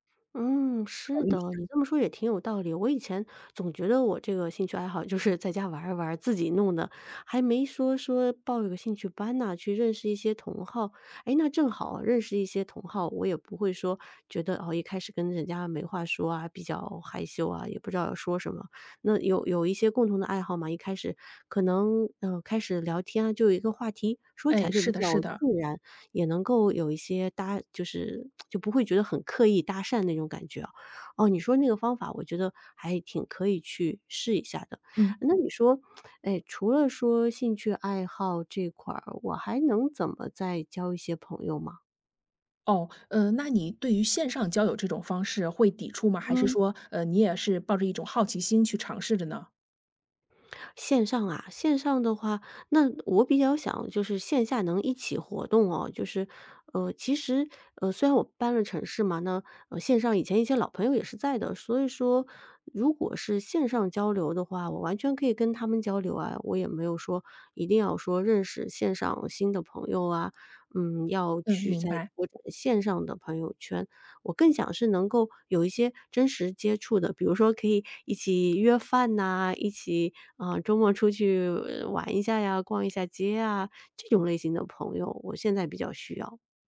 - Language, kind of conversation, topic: Chinese, advice, 我在重建社交圈时遇到困难，不知道该如何结交新朋友？
- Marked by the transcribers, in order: other background noise; lip smack; lip smack